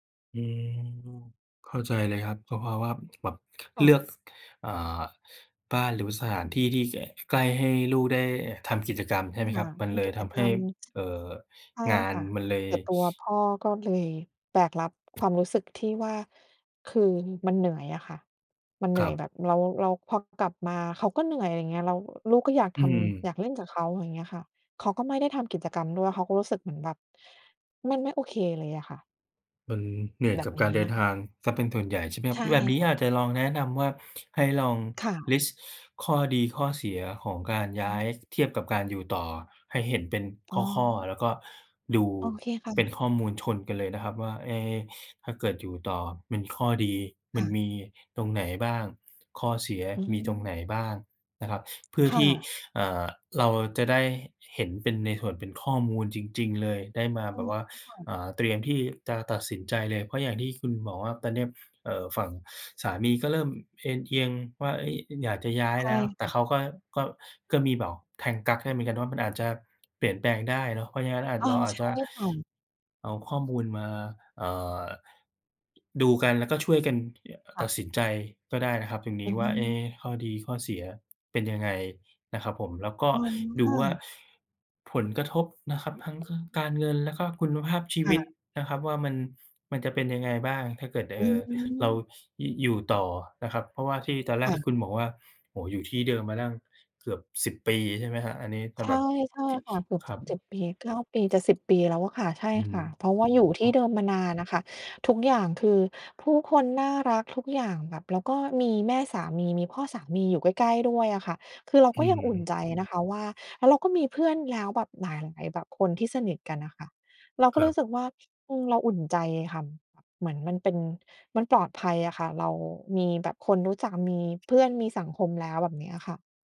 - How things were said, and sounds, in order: tsk; sniff; tapping; unintelligible speech
- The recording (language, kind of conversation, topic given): Thai, advice, ฉันควรย้ายเมืองหรืออยู่ต่อดี?